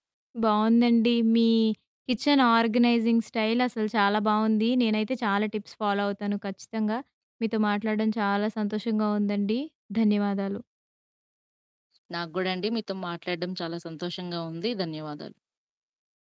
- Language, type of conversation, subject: Telugu, podcast, ఆరోగ్యాన్ని కాపాడుకుంటూ వంటగదిని ఎలా సవ్యంగా ఏర్పాటు చేసుకోవాలి?
- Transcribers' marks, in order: static; in English: "కిచెన్ ఆర్గనైజింగ్ స్టైల్"; in English: "టిప్స్ ఫాలో"